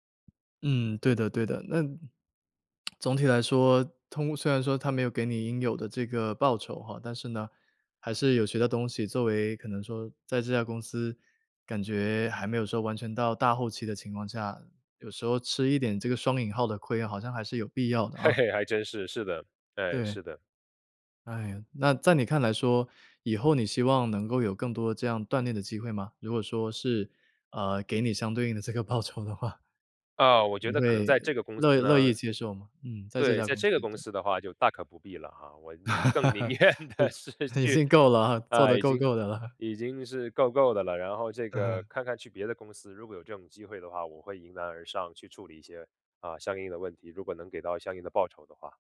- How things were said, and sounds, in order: tapping; tsk; laughing while speaking: "嘿嘿"; laughing while speaking: "这个报酬的话"; laugh; laughing while speaking: "嗯，已经够了啊，做得够够的了"; laughing while speaking: "愿的是去"; chuckle
- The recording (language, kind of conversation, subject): Chinese, podcast, 你如何在不伤和气的情况下给团队成员提出反馈？